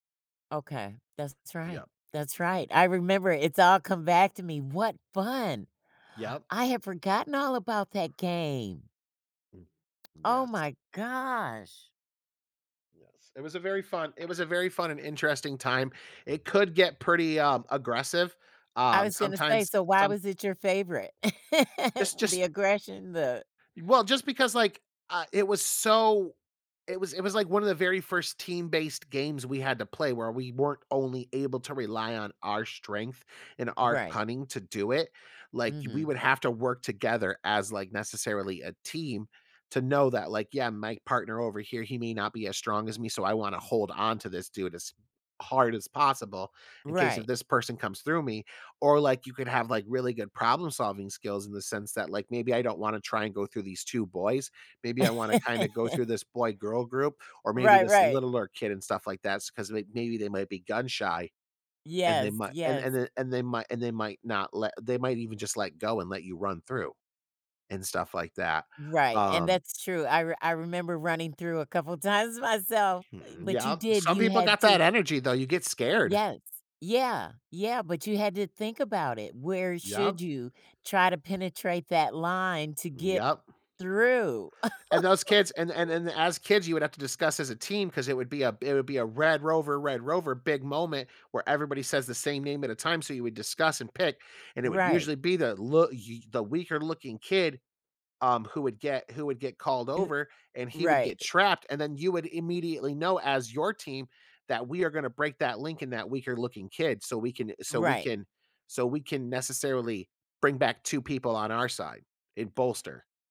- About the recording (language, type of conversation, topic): English, podcast, How did childhood games shape who you are today?
- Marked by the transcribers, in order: other background noise; laugh; laugh; chuckle